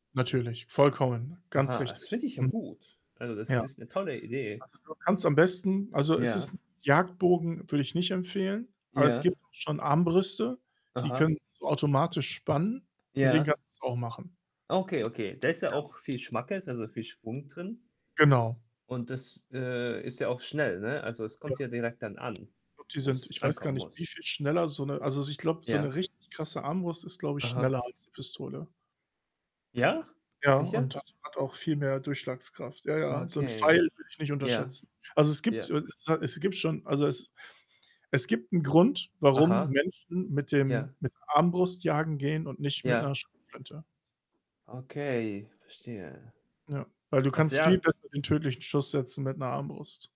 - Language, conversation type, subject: German, unstructured, Welche Rolle spielt Humor in deinem Alltag?
- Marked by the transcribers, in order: static; other background noise; distorted speech; tapping; background speech